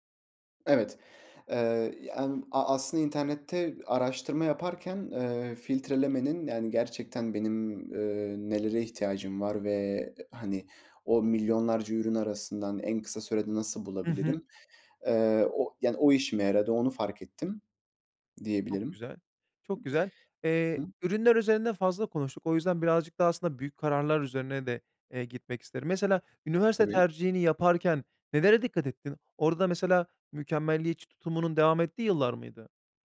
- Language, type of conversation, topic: Turkish, podcast, Seçim yaparken 'mükemmel' beklentisini nasıl kırarsın?
- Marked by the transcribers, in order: other background noise; unintelligible speech